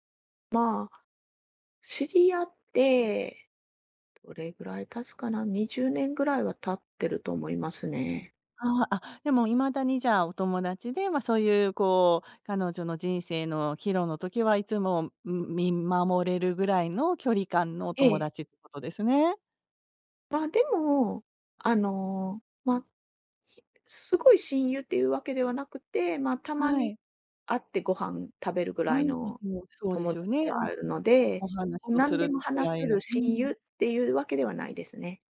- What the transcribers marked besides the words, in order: none
- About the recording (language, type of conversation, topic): Japanese, advice, 自信がなくても運動を始めるために、最初の一歩をどう踏み出せばいいですか？